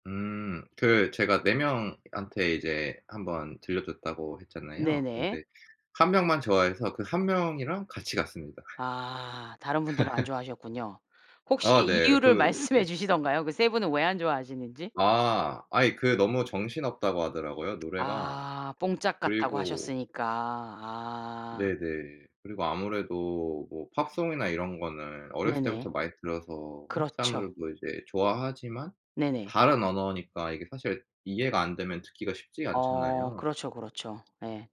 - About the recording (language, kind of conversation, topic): Korean, podcast, 요즘 음악 취향이 어떻게 달라졌나요?
- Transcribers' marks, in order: laugh; laughing while speaking: "말씀해"; other background noise